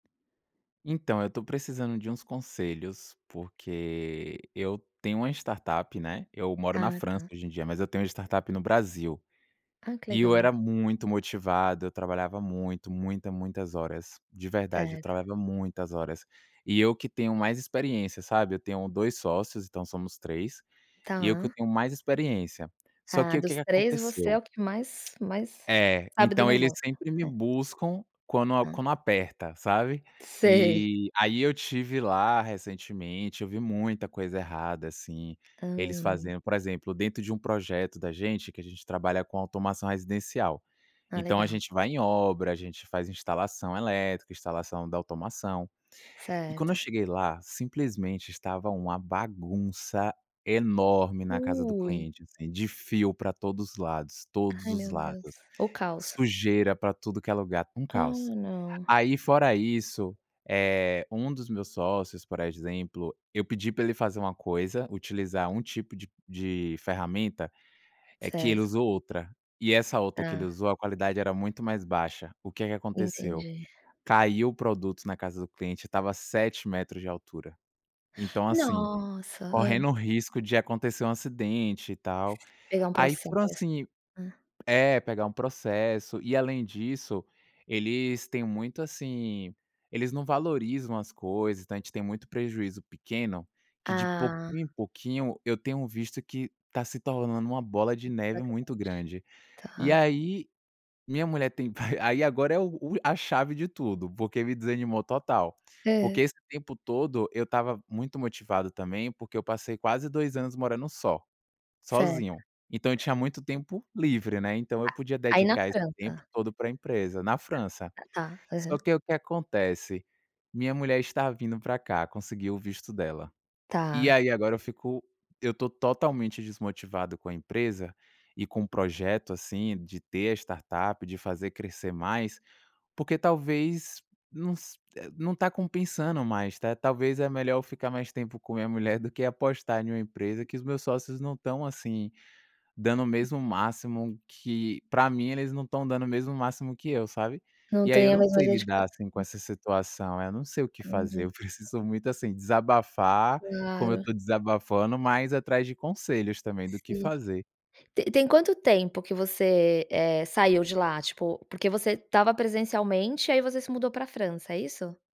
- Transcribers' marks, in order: chuckle; tapping
- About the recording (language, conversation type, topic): Portuguese, advice, Como posso manter a motivação quando os meus projetos não dão certo?